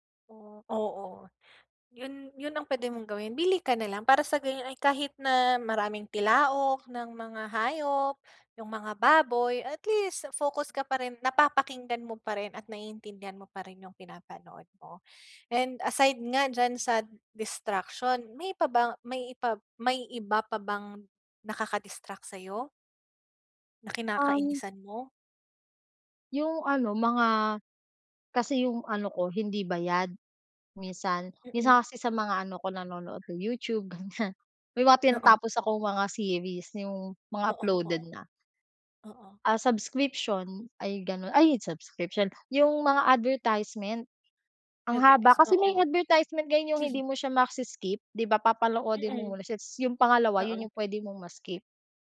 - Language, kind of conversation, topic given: Filipino, advice, Paano ko maiiwasan ang mga nakakainis na sagabal habang nagpapahinga?
- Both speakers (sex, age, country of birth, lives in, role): female, 20-24, Philippines, Philippines, advisor; female, 25-29, Philippines, Philippines, user
- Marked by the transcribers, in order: laughing while speaking: "ganiyan"; throat clearing